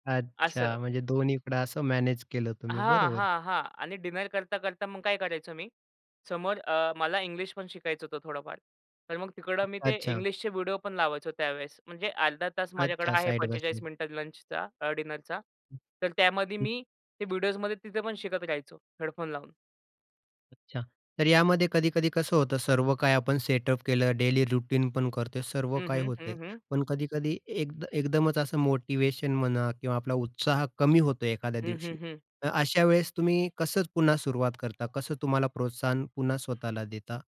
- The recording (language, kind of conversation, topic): Marathi, podcast, आजीवन शिक्षणात वेळेचं नियोजन कसं करतोस?
- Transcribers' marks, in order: tapping; in English: "डिनर"; other noise; in English: "डिनरचा"; other background noise; in English: "डेली रुटीन"